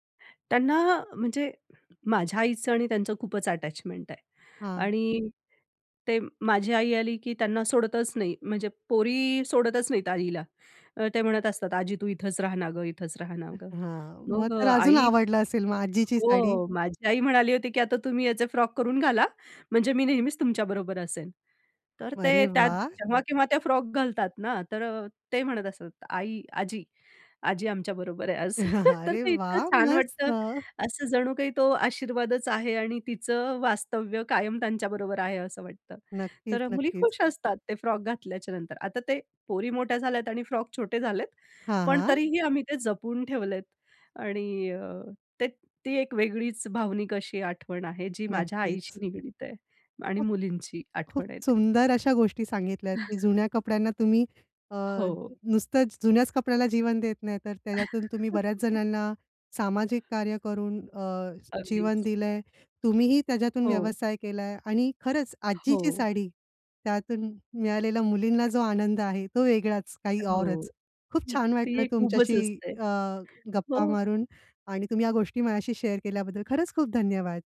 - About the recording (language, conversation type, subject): Marathi, podcast, जुन्या कपड्यांना नवे आयुष्य देण्यासाठी कोणत्या कल्पना वापरता येतील?
- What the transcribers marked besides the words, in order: in English: "अटॅचमेंट"; chuckle; laughing while speaking: "अरे वाह! मस्त"; other background noise; chuckle; tapping; chuckle; in English: "शेअर"